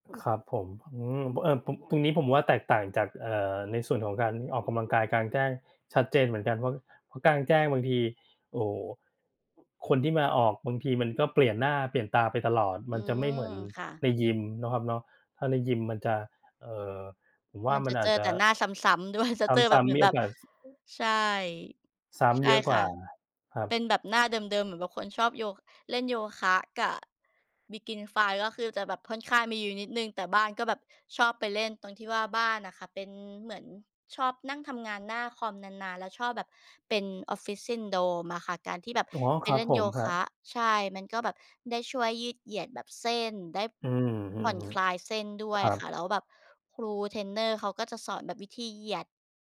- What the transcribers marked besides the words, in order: laughing while speaking: "ด้วย"; other noise; in English: "begin fly"
- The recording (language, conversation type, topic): Thai, unstructured, ระหว่างการออกกำลังกายในยิมกับการออกกำลังกายกลางแจ้ง คุณชอบแบบไหนมากกว่ากัน?